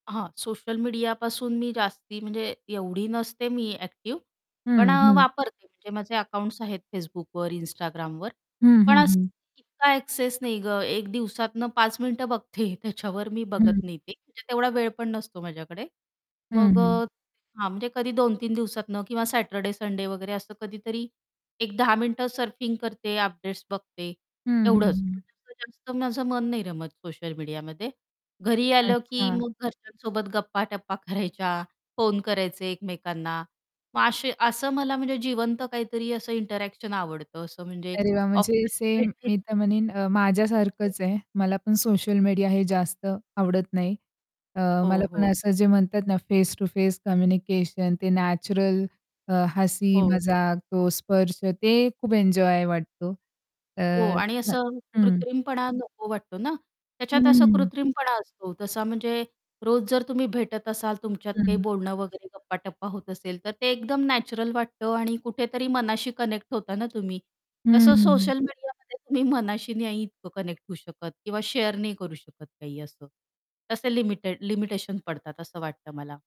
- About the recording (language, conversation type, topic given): Marathi, podcast, तणाव कमी करण्यासाठी तुम्ही रोज काय करता?
- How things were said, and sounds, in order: distorted speech; tapping; in English: "ॲक्सेस"; laughing while speaking: "बघते"; in English: "सर्फिंग"; unintelligible speech; other background noise; chuckle; in English: "इंटरॅक्शन"; unintelligible speech; static; in English: "कनेक्ट"; in English: "कनेक्ट"; in English: "शेअर"; in English: "लिमिटेशन"